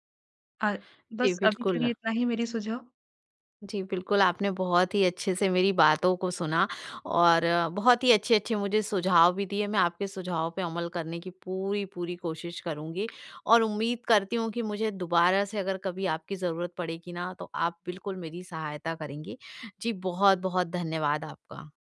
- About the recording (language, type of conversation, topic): Hindi, advice, डर पर काबू पाना और आगे बढ़ना
- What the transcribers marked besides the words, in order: none